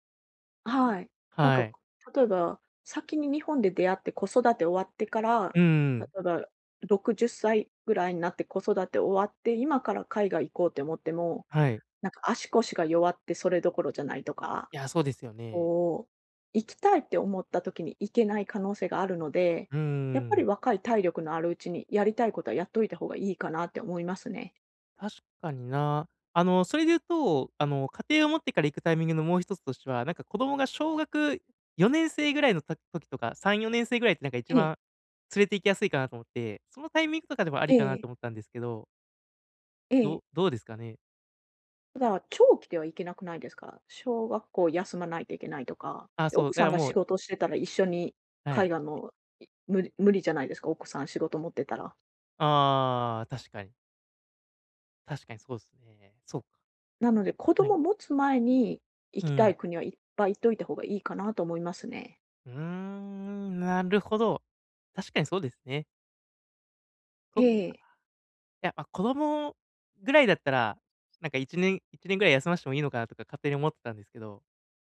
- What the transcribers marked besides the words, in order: tapping
- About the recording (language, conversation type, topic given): Japanese, advice, 大きな決断で後悔を避けるためには、どのように意思決定すればよいですか？